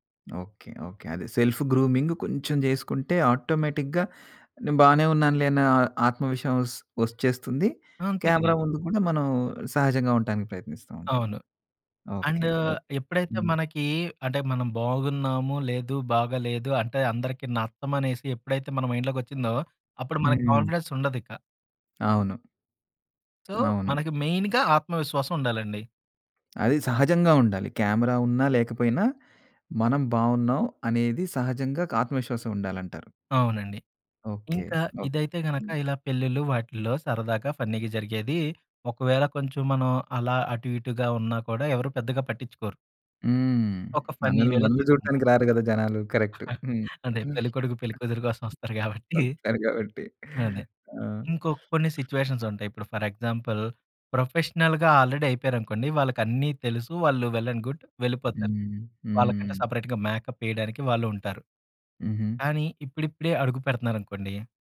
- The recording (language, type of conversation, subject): Telugu, podcast, కెమెరా ముందు ఆత్మవిశ్వాసంగా కనిపించేందుకు సులభమైన చిట్కాలు ఏమిటి?
- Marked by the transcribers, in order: in English: "సెల్ఫ్ గ్రూమింగ్"; in English: "ఆటోమేటిక్‌గా"; in English: "క్యామెరా"; in English: "కాన్ఫిడెన్స్"; tapping; in English: "సో"; in English: "మెయిన్‌గా"; in English: "క్యామెరా"; in English: "ఫన్నీగా"; in English: "ఫన్ని వేలో"; chuckle; giggle; in English: "సిట్యుయేషన్స్"; in English: "ఫర్ ఎగ్జాంపుల్ ప్రొఫెషనల్‌గా ఆల్రెడీ"; in English: "వెల్ అండ్ గుడ్"; in English: "సెపరేట్‌గా మేకప్"